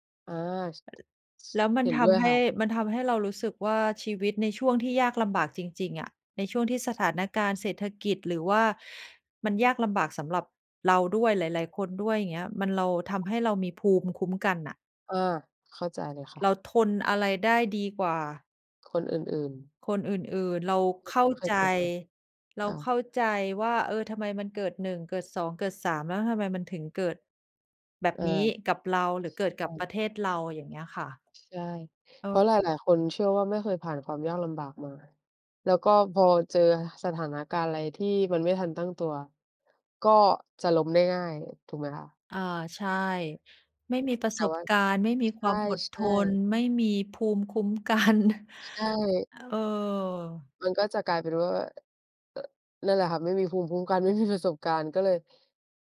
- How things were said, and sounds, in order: other background noise; laughing while speaking: "กัน"; laughing while speaking: "ไม่มี"
- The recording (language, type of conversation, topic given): Thai, unstructured, คุณคิดอย่างไรกับการเริ่มต้นทำงานตั้งแต่อายุยังน้อย?